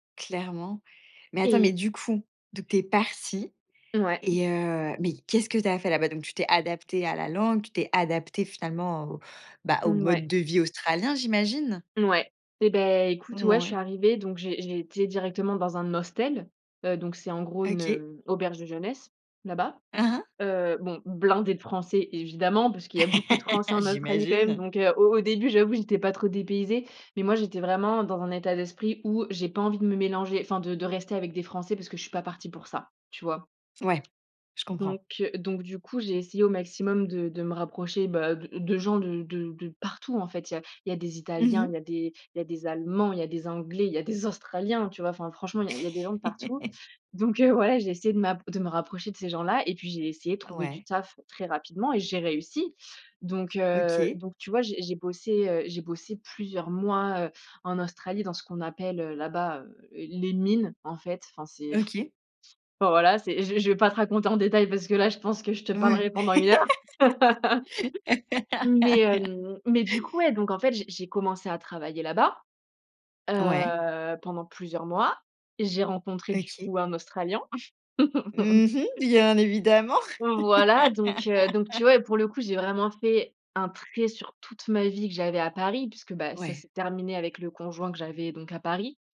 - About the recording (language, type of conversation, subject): French, podcast, Quand as-tu pris un risque qui a fini par payer ?
- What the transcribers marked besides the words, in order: other background noise; in English: "hostel"; laugh; tapping; laugh; blowing; laugh; laugh; laugh; laugh